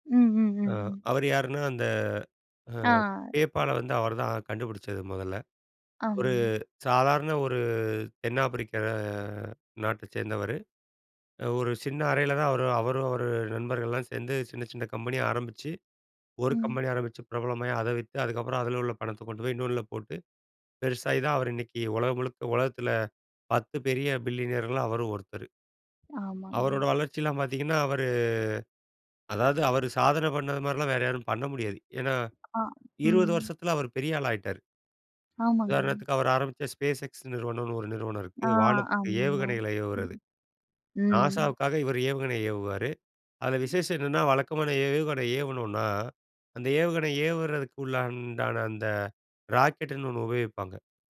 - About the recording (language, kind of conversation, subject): Tamil, podcast, நீங்கள் விரும்பும் முன்மாதிரிகளிடமிருந்து நீங்கள் கற்றுக்கொண்ட முக்கியமான பாடம் என்ன?
- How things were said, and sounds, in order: other noise; drawn out: "ஆப்பிரிக்க"; in English: "பில்லியனர்கள்ல"; tapping; drawn out: "ஏவுவறதுக்குள்ளண்டான"; "ஏவுறதுக்குள்ளான" said as "ஏவுவறதுக்குள்ளண்டான"